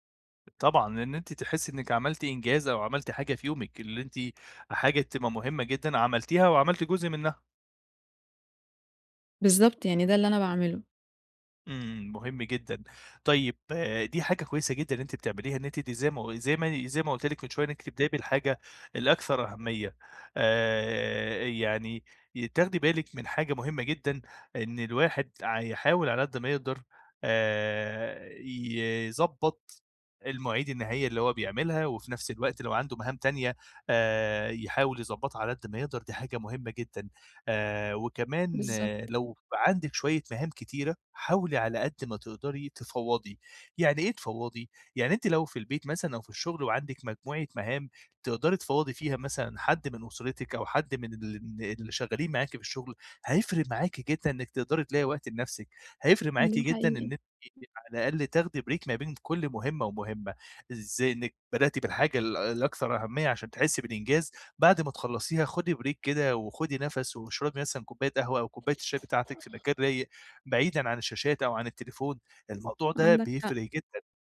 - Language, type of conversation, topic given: Arabic, advice, إزاي أرتّب مهامي حسب الأهمية والإلحاح؟
- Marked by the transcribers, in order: tapping; other background noise; in English: "بريك"; in English: "بريك"